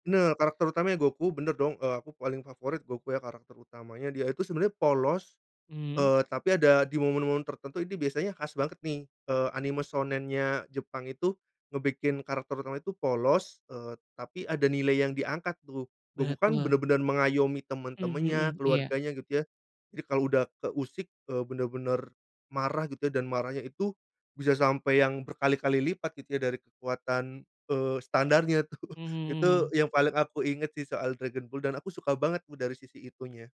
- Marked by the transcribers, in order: in Japanese: "shounen-nya"; chuckle
- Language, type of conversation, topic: Indonesian, podcast, Apa acara televisi atau kartun favoritmu waktu kecil, dan kenapa kamu suka?